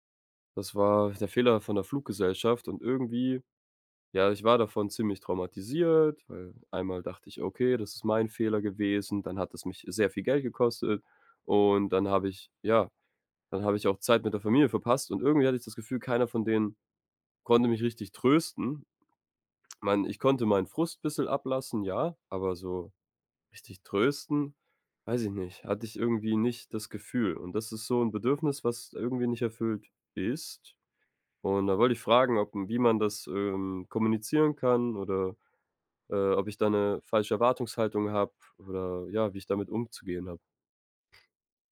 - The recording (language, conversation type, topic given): German, advice, Wie finden wir heraus, ob unsere emotionalen Bedürfnisse und Kommunikationsstile zueinander passen?
- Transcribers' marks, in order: none